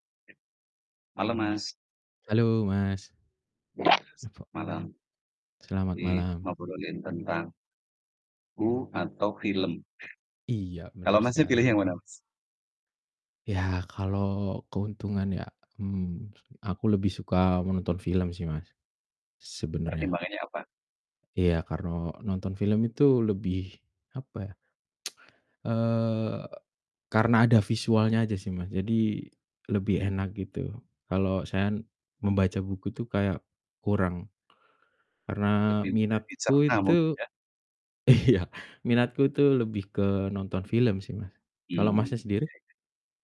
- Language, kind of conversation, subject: Indonesian, unstructured, Mana yang lebih Anda sukai dan mengapa: membaca buku atau menonton film?
- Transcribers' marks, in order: other background noise; distorted speech; unintelligible speech; "kalau" said as "karlo"; tsk; laughing while speaking: "iya"